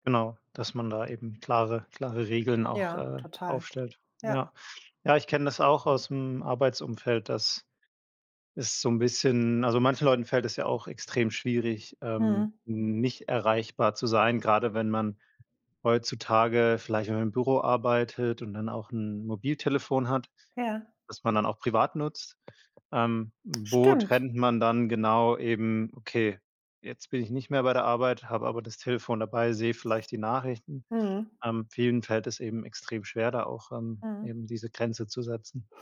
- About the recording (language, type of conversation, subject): German, podcast, Wie findest du die Balance zwischen Erreichbarkeit und Ruhe?
- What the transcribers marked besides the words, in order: other background noise